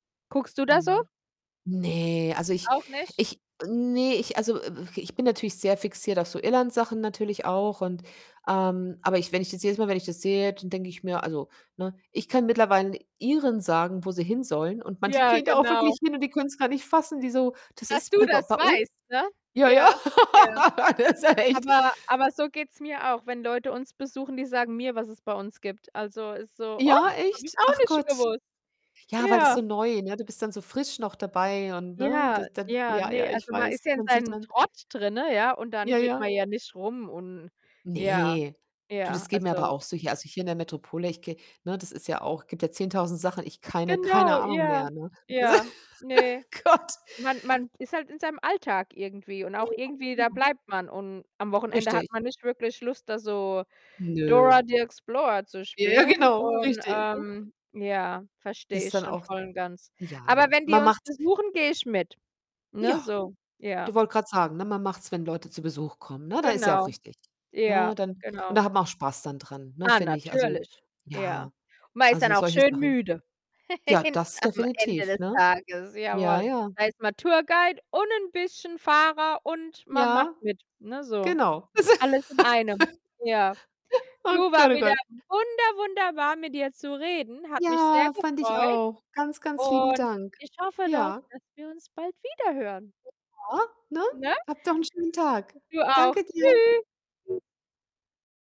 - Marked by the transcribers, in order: distorted speech; laugh; laughing while speaking: "Das ist ja echt"; joyful: "Och, habe ich auch nicht gewusst"; tapping; static; other background noise; unintelligible speech; laugh; laughing while speaking: "Gott"; in English: "the Explorer"; giggle; laugh; joyful: "wunder wunderbar"
- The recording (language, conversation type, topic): German, unstructured, Wie wichtig ist es dir, Geld für Erlebnisse auszugeben?